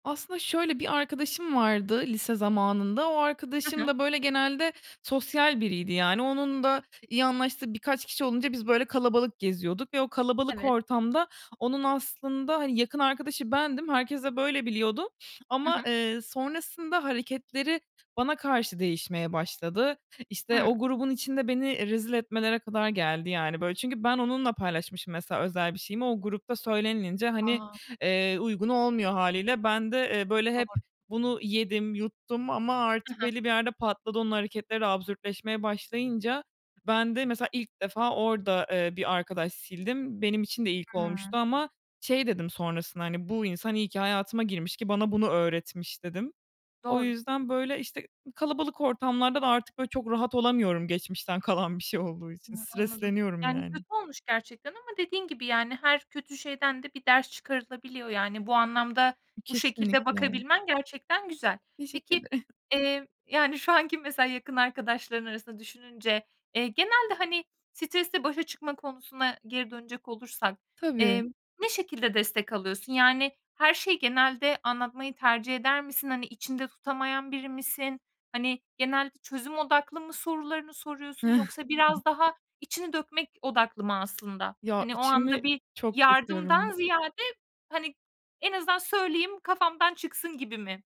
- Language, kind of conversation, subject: Turkish, podcast, Sosyal destek stresle başa çıkmanda ne kadar etkili oluyor?
- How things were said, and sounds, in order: other background noise; tapping; chuckle; laughing while speaking: "şu anki"; chuckle